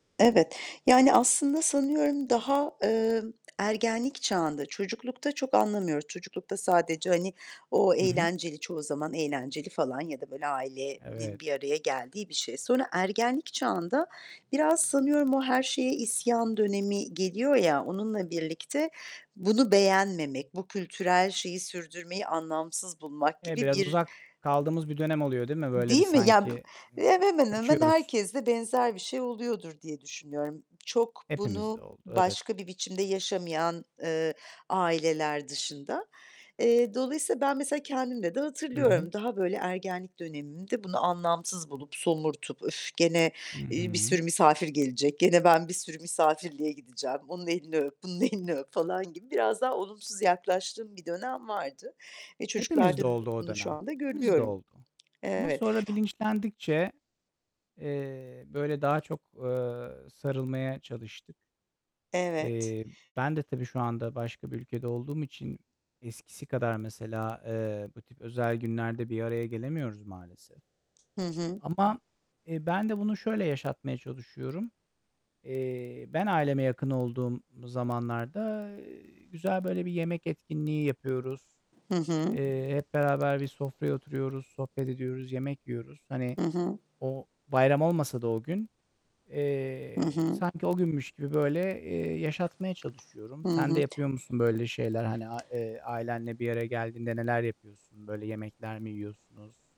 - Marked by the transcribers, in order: static; distorted speech; tapping; other background noise; laughing while speaking: "bunun elini"
- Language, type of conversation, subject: Turkish, unstructured, Sizce bayramlar aile bağlarını nasıl etkiliyor?
- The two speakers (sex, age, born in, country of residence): female, 50-54, Turkey, Italy; male, 40-44, Turkey, Netherlands